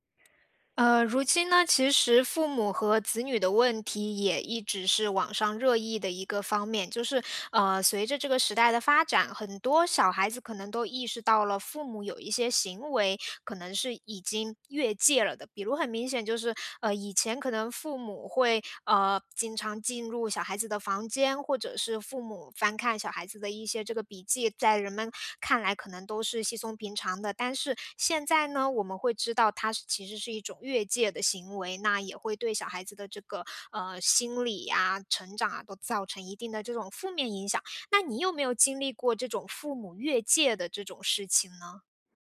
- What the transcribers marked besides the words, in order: none
- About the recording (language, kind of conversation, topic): Chinese, podcast, 当父母越界时，你通常会怎么应对？